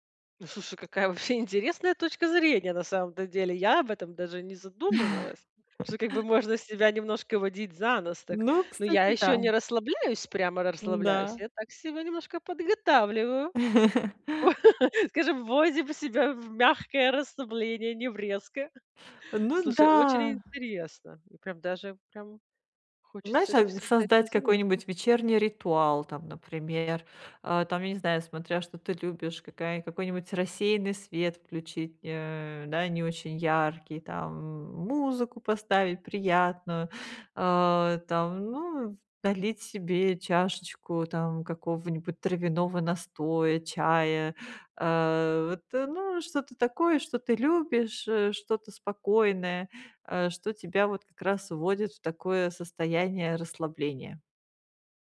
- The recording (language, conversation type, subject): Russian, advice, Как перестать думать о работе по вечерам и научиться расслабляться дома?
- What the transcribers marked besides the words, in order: chuckle; laugh; tapping; laugh